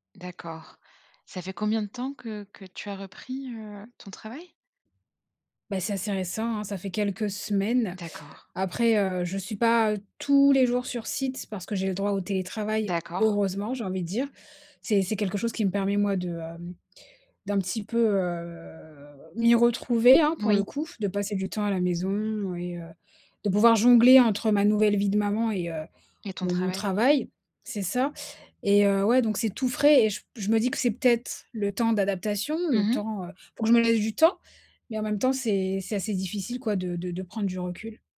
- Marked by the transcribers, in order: stressed: "heureusement"; drawn out: "heu"
- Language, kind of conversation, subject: French, advice, Comment s’est passé votre retour au travail après un congé maladie ou parental, et ressentez-vous un sentiment d’inadéquation ?